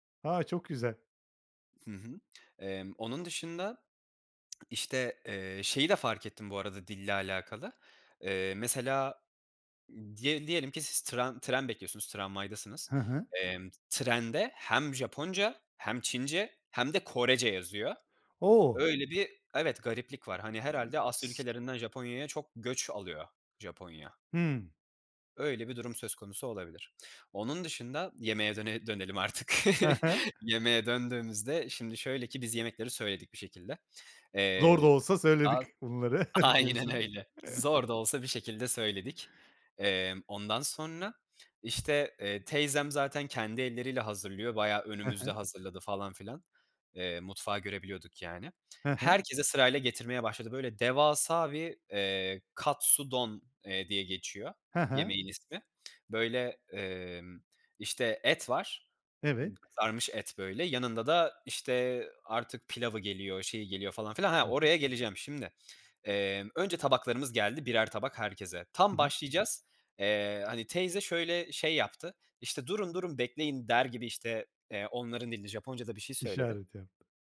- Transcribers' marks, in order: other background noise; tapping; unintelligible speech; chuckle; unintelligible speech; laughing while speaking: "aynen öyle"; chuckle; in Japanese: "katsudon"
- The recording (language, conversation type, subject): Turkish, podcast, En unutamadığın seyahat maceranı anlatır mısın?
- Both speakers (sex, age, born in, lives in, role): male, 20-24, Turkey, Italy, guest; male, 55-59, Turkey, Spain, host